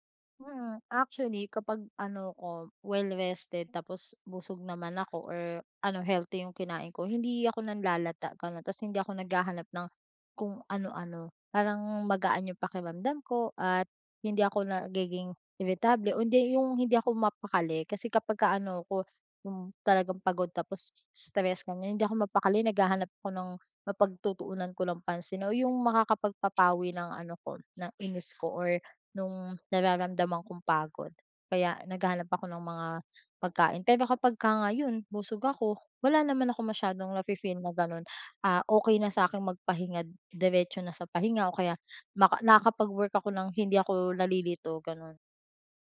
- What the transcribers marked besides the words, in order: other background noise
- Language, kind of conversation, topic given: Filipino, advice, Paano ako makakahanap ng mga simpleng paraan araw-araw para makayanan ang pagnanasa?